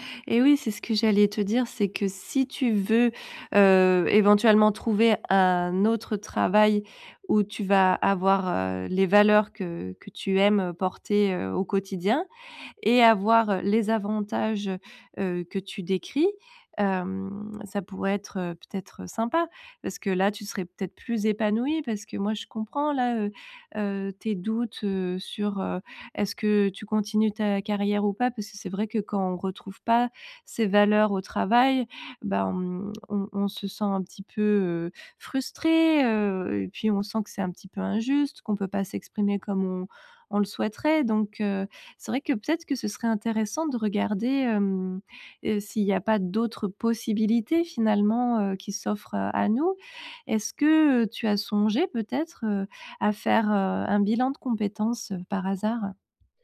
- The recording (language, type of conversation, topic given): French, advice, Pourquoi est-ce que je doute de ma capacité à poursuivre ma carrière ?
- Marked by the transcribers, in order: drawn out: "hem"; other background noise